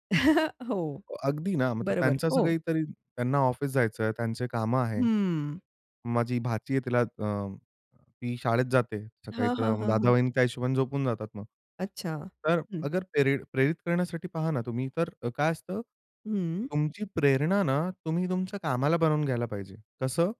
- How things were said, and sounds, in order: chuckle
- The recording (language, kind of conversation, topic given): Marathi, podcast, घरातून काम करताना तुम्ही स्वतःला सतत प्रेरित कसे ठेवता?